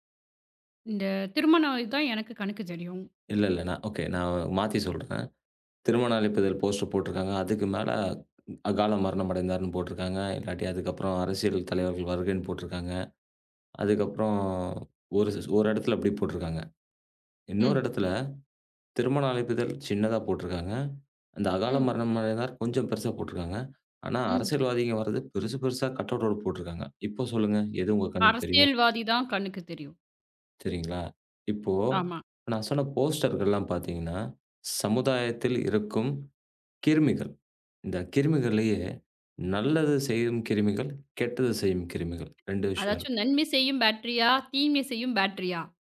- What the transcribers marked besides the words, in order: in English: "ஓகே"; in English: "போஸ்டர்"; in English: "கட்அவுட்"; in English: "போஸ்டர்"; other noise; in English: "பேட்டரியா?"; in English: "பேட்டரியா?"
- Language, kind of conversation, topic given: Tamil, podcast, இளைஞர்களை சமுதாயத்தில் ஈடுபடுத்த என்ன செய்யலாம்?